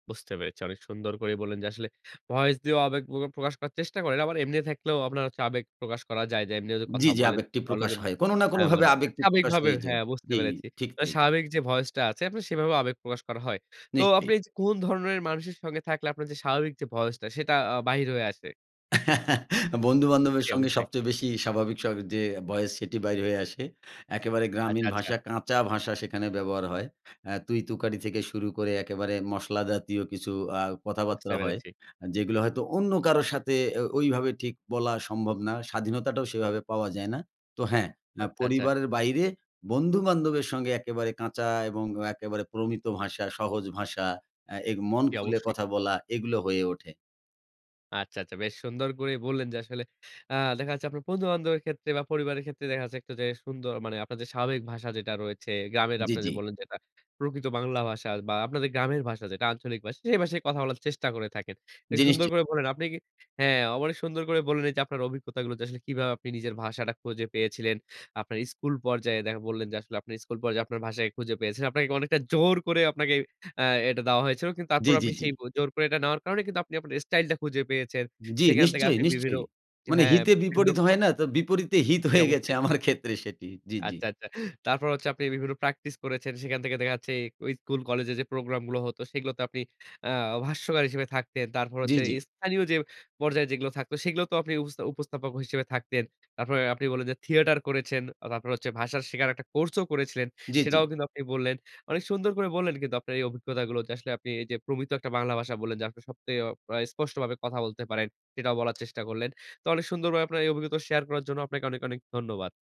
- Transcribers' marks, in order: in English: "voice"; in English: "voice"; laugh; "বন্ধু-বান্ধবের" said as "বন্দু-বান্দবের"; in English: "বয়েস"; "voice" said as "বয়েস"; "বের" said as "বাইর"; "পেরেছি" said as "পেরেচি"; "আচ্ছা, আচ্ছা" said as "আচ্চা, আচ্চা"; "আচ্ছা, আচ্ছা" said as "আচ্চা, আচ্চা"; "বন্ধু-বান্ধবের" said as "পন্দু-বান্ধবের"; other background noise; "ভাষা" said as "বাশ"; "আচ্ছা, আচ্ছা" said as "আচ্চা, আচ্চা"; "ভাবে" said as "বাবে"; "ভাবে" said as "বাবে"
- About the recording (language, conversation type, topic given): Bengali, podcast, কিভাবে আপনি নিজের স্বর বা ভঙ্গি খুঁজে পেয়েছেন?